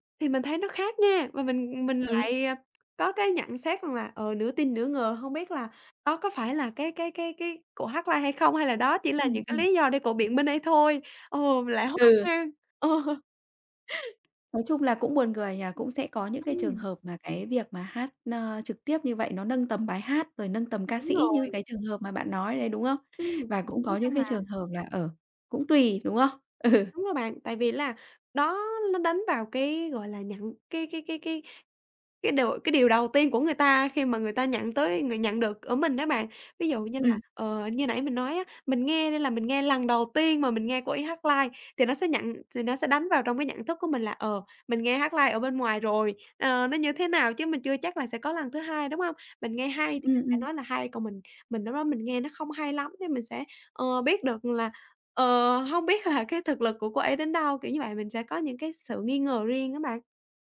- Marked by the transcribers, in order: tapping; in English: "live"; laughing while speaking: "Ờ"; laughing while speaking: "Ừ"; in English: "live"; in English: "live"; laughing while speaking: "là cái"
- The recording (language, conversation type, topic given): Vietnamese, podcast, Vì sao bạn thích xem nhạc sống hơn nghe bản thu âm?